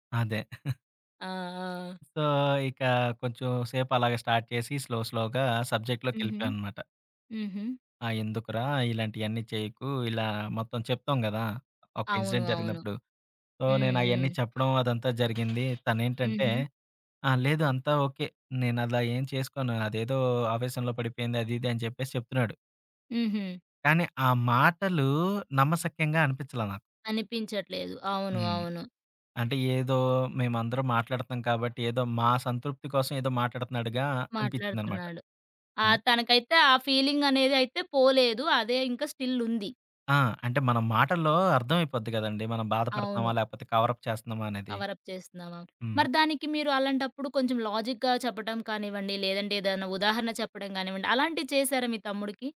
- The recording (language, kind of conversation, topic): Telugu, podcast, బాధపడుతున్న బంధువుని ఎంత దూరం నుంచి ఎలా సపోర్ట్ చేస్తారు?
- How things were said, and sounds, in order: giggle; tapping; other background noise; in English: "సో"; in English: "స్టార్ట్"; in English: "స్లో, స్లోగా సబ్జెక్ట్‌లోకెళ్ళిపోయావనమాట"; in English: "ఇన్సిడెంట్"; in English: "సో"; in English: "కవరప్"; in English: "కవర‌ప్"; in English: "లాజిక్‌గా"